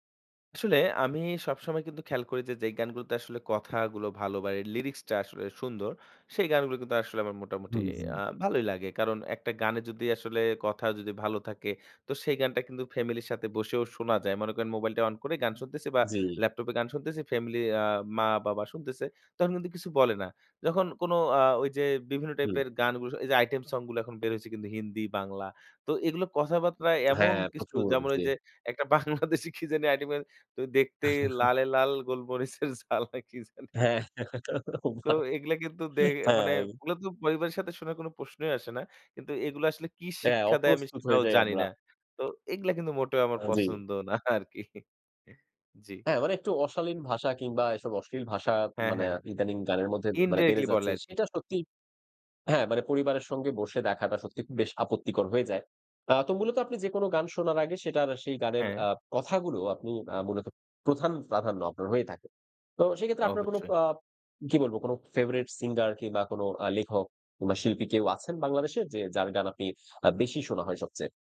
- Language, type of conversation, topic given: Bengali, podcast, একটা গান কীভাবে আমাদের স্মৃতি জাগিয়ে তোলে?
- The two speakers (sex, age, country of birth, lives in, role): male, 25-29, Bangladesh, Bangladesh, guest; male, 30-34, Bangladesh, Bangladesh, host
- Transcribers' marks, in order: other background noise; laughing while speaking: "বাংলাদেশী কি জানি"; chuckle; singing: "দেখতে লালে লাল গোলমরিচের ঝাল না কি জানি"; laughing while speaking: "লালে লাল গোলমরিচের ঝাল না কি জানি"; chuckle; laughing while speaking: "না আরকি"